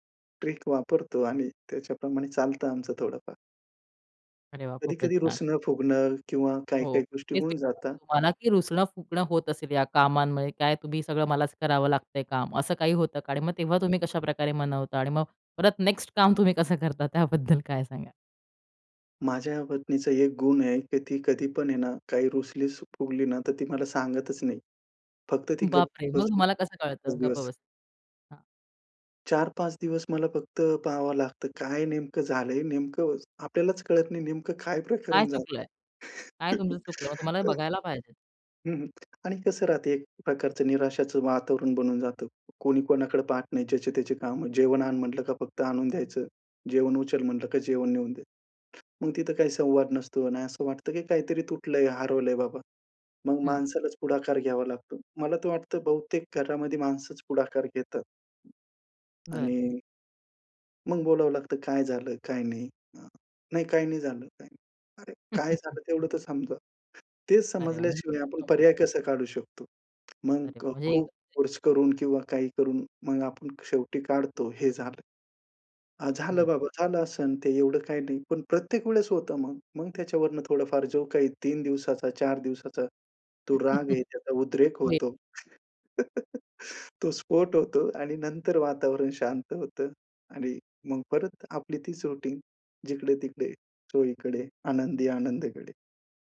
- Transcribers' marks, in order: in English: "ट्रिक"; other background noise; laughing while speaking: "त्याबद्दल काय सांगाल?"; unintelligible speech; laughing while speaking: "प्रकरण झालं?"; laugh; tapping; chuckle; in English: "फोर्स"; chuckle; laugh; in English: "रुटीन"
- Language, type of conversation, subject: Marathi, podcast, घरच्या कामांमध्ये जोडीदाराशी तुम्ही समन्वय कसा साधता?